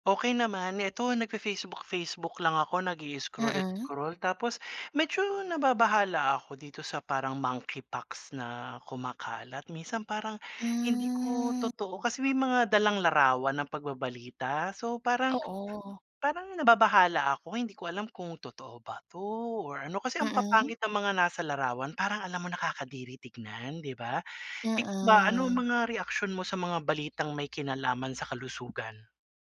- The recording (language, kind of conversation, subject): Filipino, unstructured, Ano ang reaksyon mo sa mga balitang may kinalaman sa kalusugan?
- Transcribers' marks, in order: other background noise; tapping